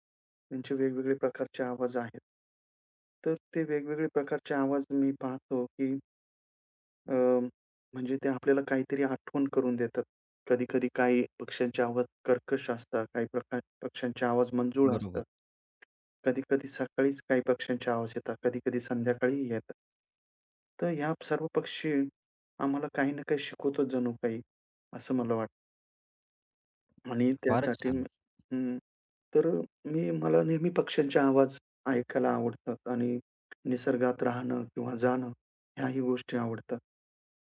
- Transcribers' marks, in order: tapping; other background noise
- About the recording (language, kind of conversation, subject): Marathi, podcast, पक्ष्यांच्या आवाजांवर लक्ष दिलं तर काय बदल होतो?